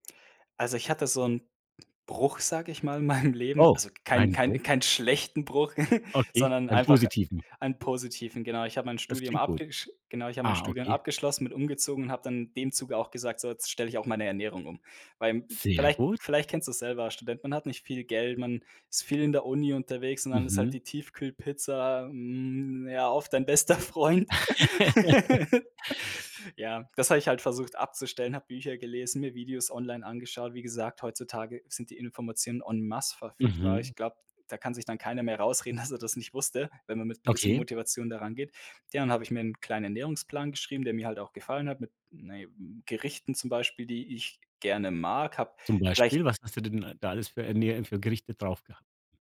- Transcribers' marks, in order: laughing while speaking: "meinem"; chuckle; laughing while speaking: "bester Freund"; laugh; giggle; laughing while speaking: "dass"
- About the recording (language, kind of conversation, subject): German, podcast, Was motiviert dich eher: Neugier oder Pflicht?